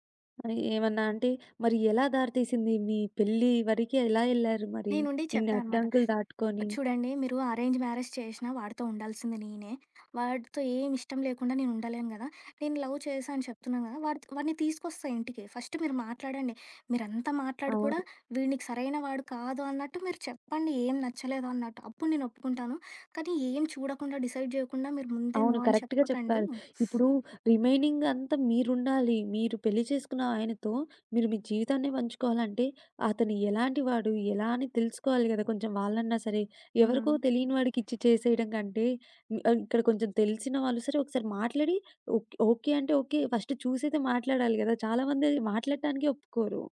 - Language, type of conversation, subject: Telugu, podcast, మీ వివాహ దినాన్ని మీరు ఎలా గుర్తుంచుకున్నారు?
- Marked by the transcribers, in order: in English: "అరేంజ్ మ్యారేజ్"; in English: "లవ్"; in English: "ఫస్ట్"; tapping; in English: "డిసైడ్"; in English: "నో"; in English: "కరెక్ట్‌గా"; in English: "రిమైనింగ్"; in English: "ఫస్ట్"